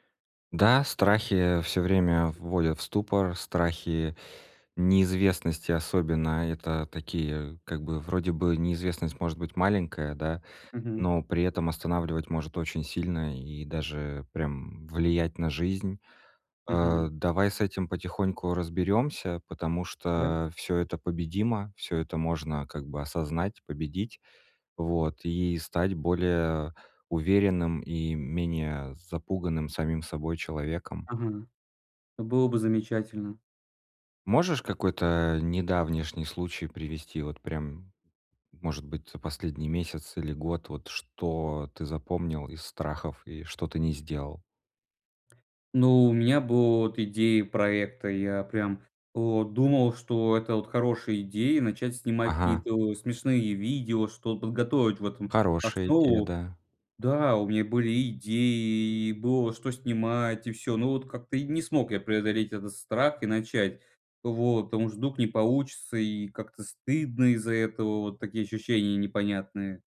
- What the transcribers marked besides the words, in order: other background noise
- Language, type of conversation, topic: Russian, advice, Как перестать бояться провала и начать больше рисковать?